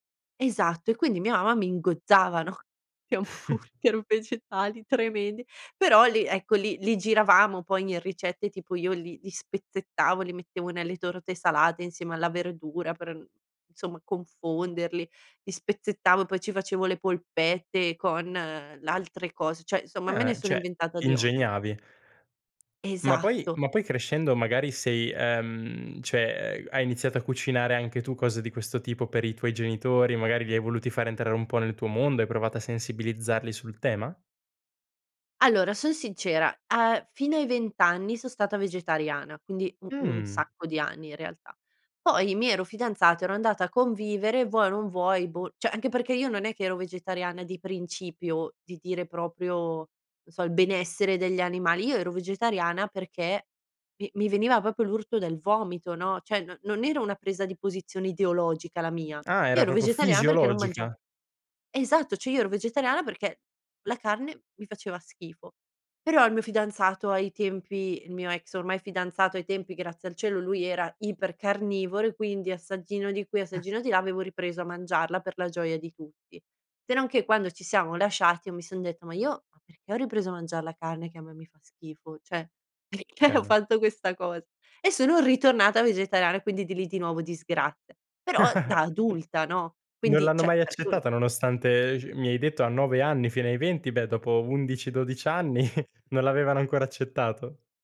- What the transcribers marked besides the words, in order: laughing while speaking: "no, di hamburger vegetali, tremendi"; chuckle; "cioè" said as "ceh"; "cioè" said as "ceh"; tapping; "cioè" said as "ceh"; "cioè" said as "ceh"; "proprio" said as "popio"; "proprio" said as "popio"; "cioè" said as "ceh"; other background noise; "Cioè" said as "ceh"; chuckle; "cioè" said as "ceh"; chuckle
- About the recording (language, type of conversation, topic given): Italian, podcast, Come posso far convivere gusti diversi a tavola senza litigare?